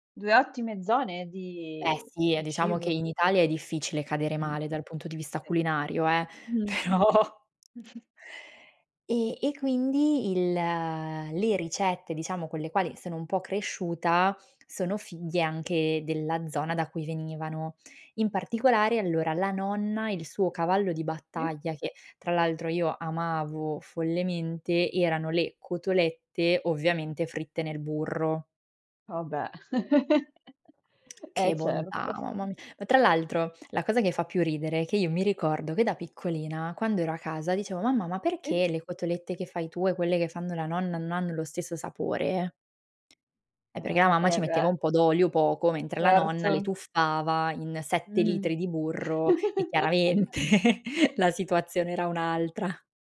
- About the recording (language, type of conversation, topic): Italian, podcast, Come si tramandano le ricette nella tua famiglia?
- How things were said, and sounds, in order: other background noise; laughing while speaking: "però"; chuckle; tapping; drawn out: "il"; chuckle; laughing while speaking: "Eh certo"; chuckle; laughing while speaking: "chiaramente"